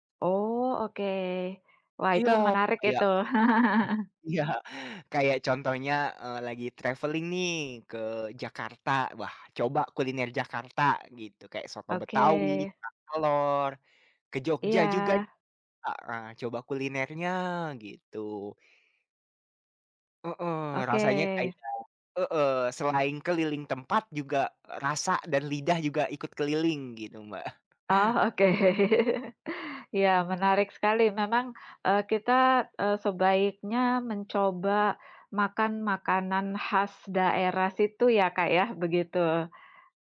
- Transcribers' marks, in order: other background noise; laughing while speaking: "Iya"; chuckle; in English: "traveling"; tapping; "selain" said as "selaing"; chuckle; laughing while speaking: "oke"; chuckle
- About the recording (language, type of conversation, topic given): Indonesian, unstructured, Bagaimana bepergian bisa membuat kamu merasa lebih bahagia?